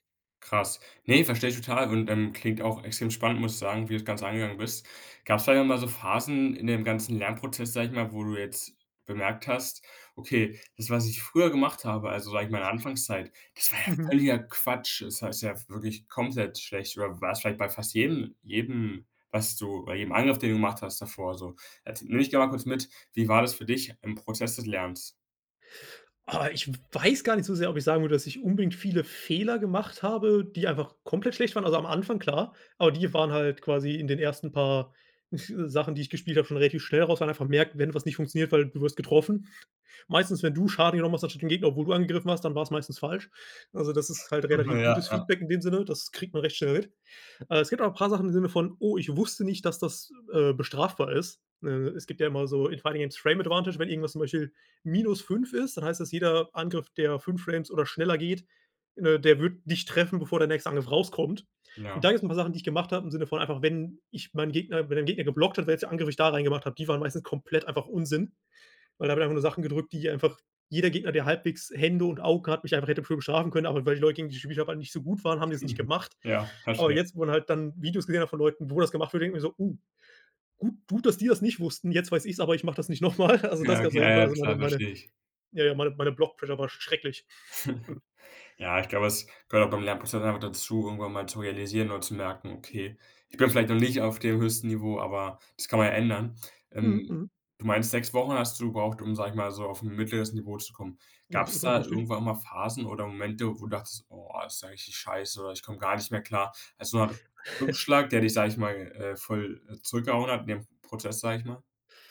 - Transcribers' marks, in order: snort; in English: "Fighting against Frame Advantage"; chuckle; laughing while speaking: "nochmal"; in English: "Block Pressure"; chuckle; chuckle
- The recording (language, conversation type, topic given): German, podcast, Was hat dich zuletzt beim Lernen richtig begeistert?